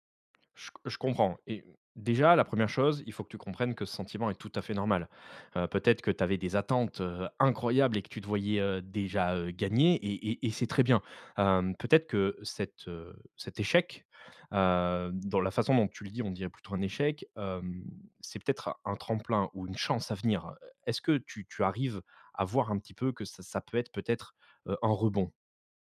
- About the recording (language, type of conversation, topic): French, advice, Comment retrouver la motivation après un échec ou un revers ?
- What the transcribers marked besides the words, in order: other background noise; stressed: "incroyables"